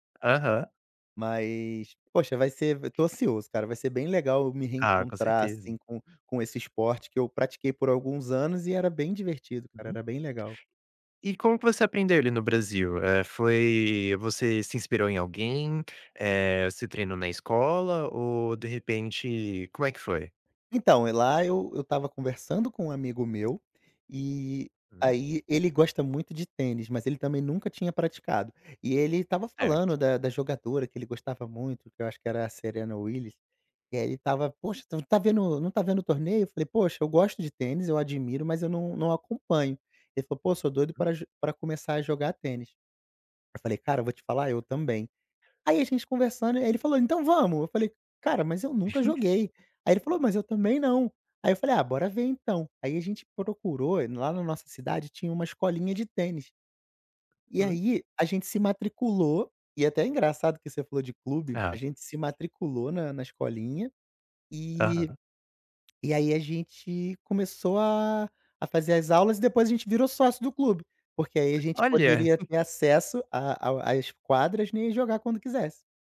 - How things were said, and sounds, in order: other background noise; tapping; chuckle; chuckle
- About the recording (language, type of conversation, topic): Portuguese, podcast, Como você redescobriu um hobby que tinha abandonado?